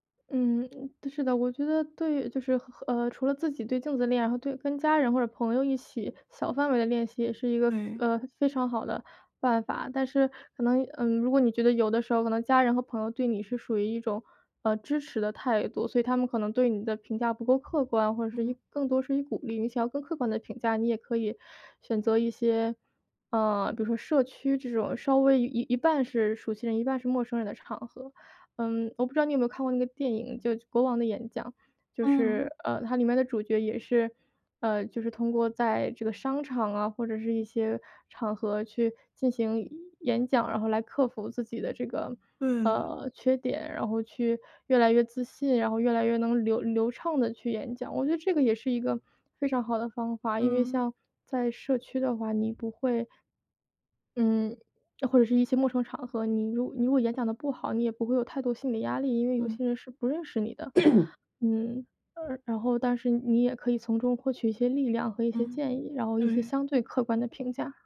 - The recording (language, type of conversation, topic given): Chinese, advice, 我怎样才能接受焦虑是一种正常的自然反应？
- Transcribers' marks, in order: tapping; other background noise; throat clearing